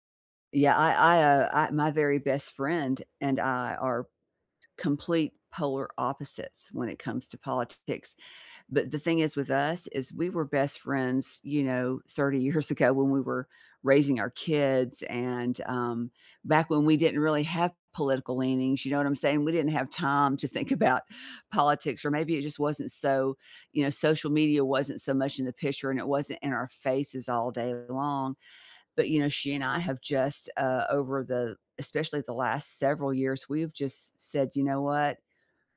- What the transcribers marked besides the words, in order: laughing while speaking: "years ago"; laughing while speaking: "to think about"
- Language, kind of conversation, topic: English, unstructured, How do you feel about telling the truth when it hurts someone?
- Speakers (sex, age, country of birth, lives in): female, 65-69, United States, United States; male, 60-64, United States, United States